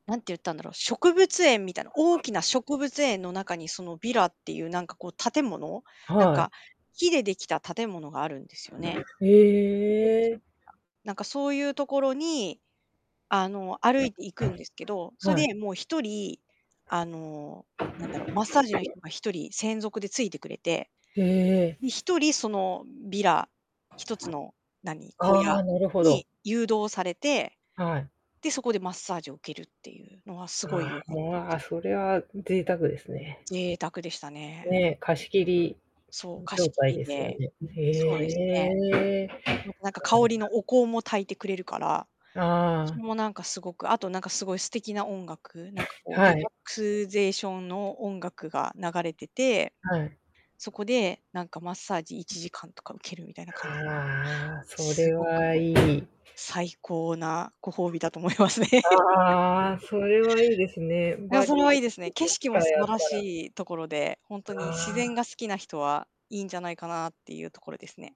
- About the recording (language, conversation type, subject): Japanese, unstructured, 旅行中に不快なにおいを感じたことはありますか？
- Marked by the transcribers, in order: static; unintelligible speech; in English: "ヴィラ"; tapping; distorted speech; unintelligible speech; other background noise; unintelligible speech; in English: "ヴィラ"; unintelligible speech; unintelligible speech; laughing while speaking: "思いますね"; laugh